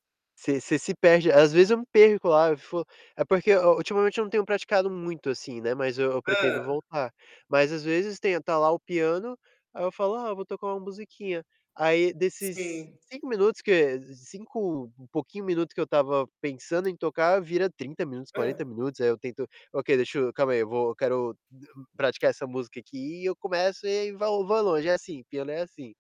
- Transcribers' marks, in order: tapping; other background noise
- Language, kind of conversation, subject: Portuguese, unstructured, Você já tentou aprender algo novo só por diversão?